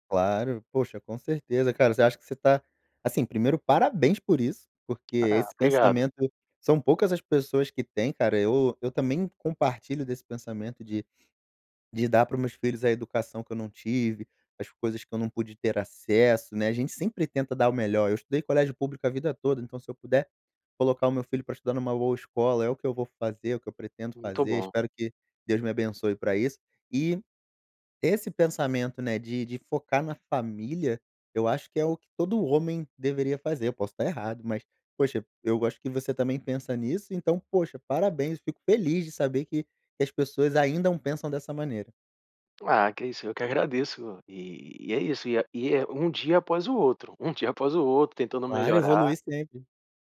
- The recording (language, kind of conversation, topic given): Portuguese, podcast, Como você evita distrações no celular enquanto trabalha?
- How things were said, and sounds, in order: none